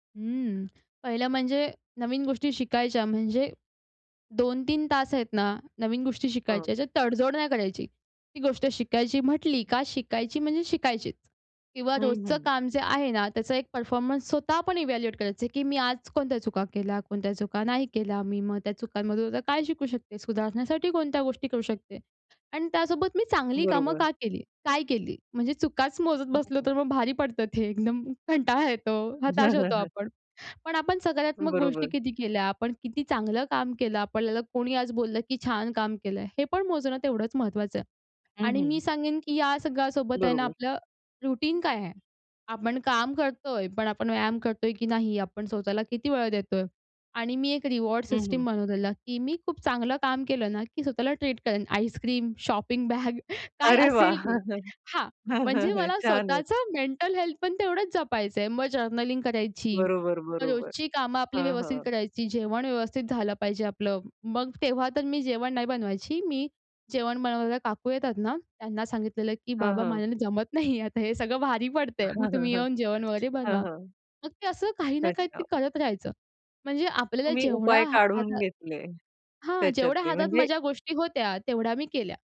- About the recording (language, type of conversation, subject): Marathi, podcast, शाळेत न शिकवलेली कोणती गोष्ट तुम्ही स्वतः कशी शिकली?
- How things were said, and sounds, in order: in English: "परफॉर्मन्स"; in English: "इव्हॅल्युएट"; laughing while speaking: "चुकाच मोजत बसलो तर मग … हताश होतो आपण"; laughing while speaking: "हं, हं, हं"; horn; in English: "रूटीन"; in English: "रिवॉर्ड सिस्टम"; in English: "ट्रीट"; in English: "शॉपिंग बॅग"; laughing while speaking: "बॅग काय असेल ते"; laugh; laughing while speaking: "छानच!"; in English: "मेंटल हेल्थ"; in English: "जर्नलिंग"; laughing while speaking: "नाही. आता हे सगळं भारी पडत आहे"; other background noise